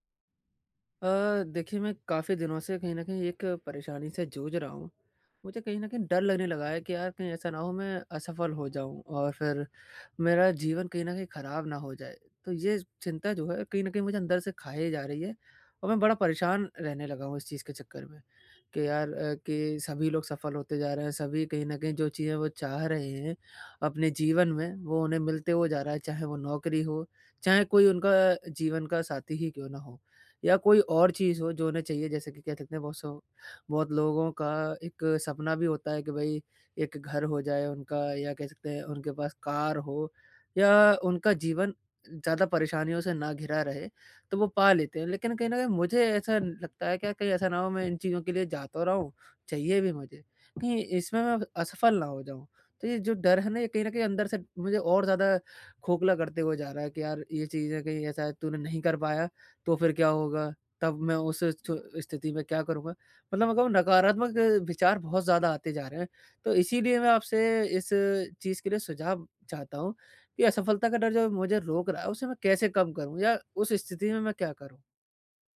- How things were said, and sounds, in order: tapping; horn; other background noise
- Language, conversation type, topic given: Hindi, advice, असफलता के डर को कैसे पार किया जा सकता है?